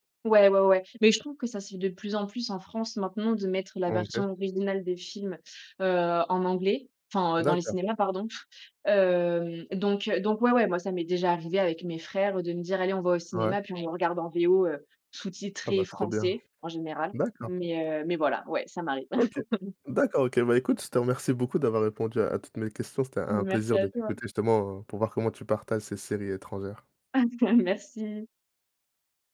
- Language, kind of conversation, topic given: French, podcast, Tu regardes les séries étrangères en version originale sous-titrée ou en version doublée ?
- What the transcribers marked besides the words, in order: other background noise; drawn out: "Hem"; tapping; laugh; laughing while speaking: "Merci à toi !"; laugh